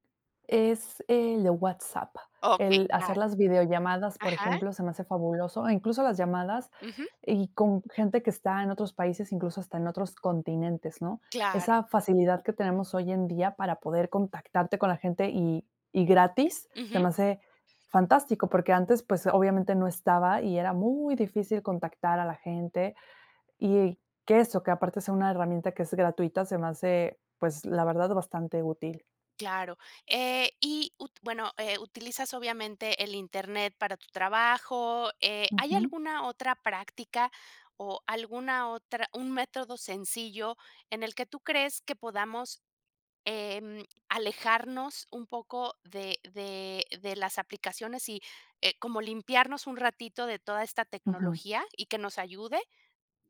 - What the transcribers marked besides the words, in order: none
- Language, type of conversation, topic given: Spanish, podcast, ¿Cómo crees que la tecnología influirá en nuestras relaciones personales?